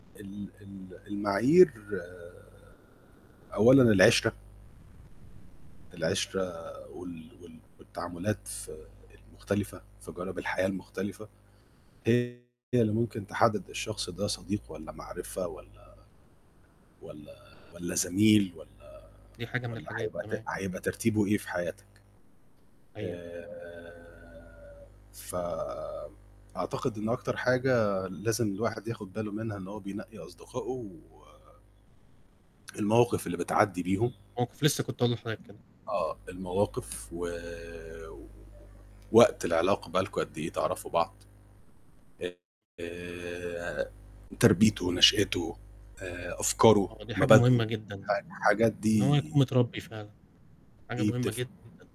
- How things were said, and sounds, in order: static; distorted speech; tsk; horn
- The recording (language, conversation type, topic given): Arabic, unstructured, إيه دور أصحابك في دعم صحتك النفسية؟